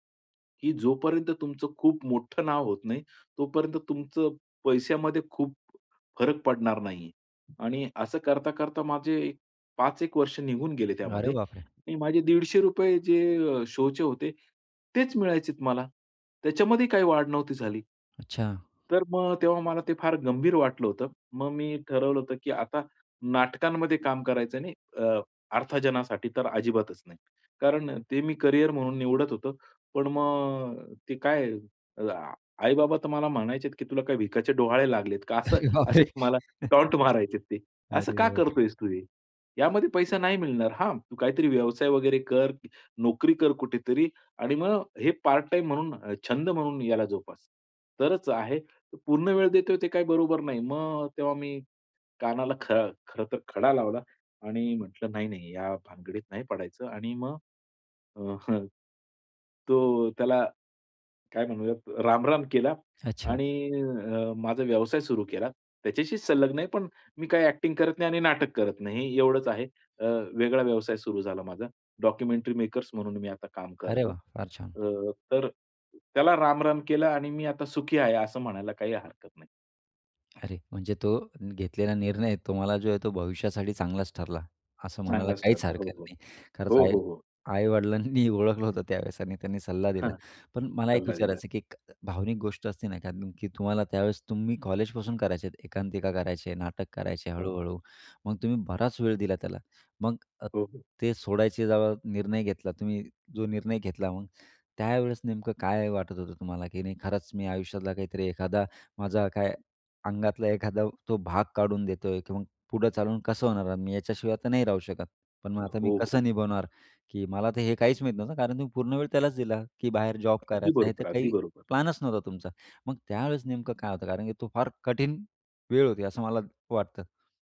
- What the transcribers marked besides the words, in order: other noise; surprised: "अरे बापरे!"; in English: "शो"; laughing while speaking: "अरे बापरे!"; chuckle; other background noise; in English: "टॉन्‍ट"; chuckle; in English: "डॉक्युमेंटरी मेकर्स"; tapping; "एकांकिका" said as "एकांतिका"
- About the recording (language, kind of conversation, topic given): Marathi, podcast, तुम्ही कधी एखादी गोष्ट सोडून दिली आणि त्यातून तुम्हाला सुख मिळाले का?